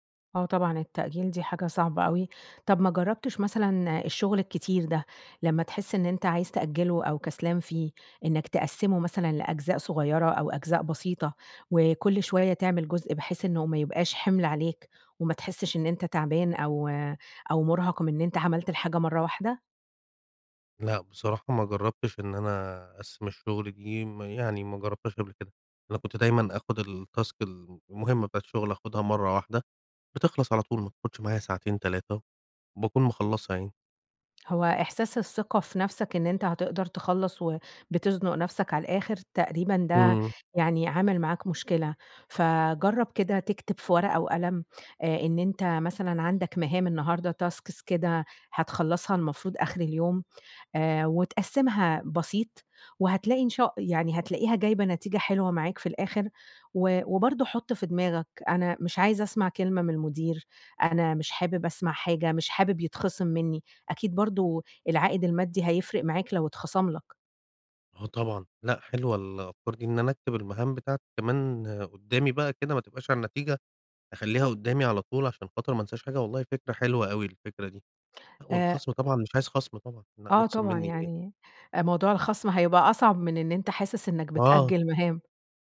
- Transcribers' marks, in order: in English: "التاسك"; in English: "tasks"
- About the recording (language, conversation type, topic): Arabic, advice, بتأجّل المهام المهمة على طول رغم إني ناوي أخلصها، أعمل إيه؟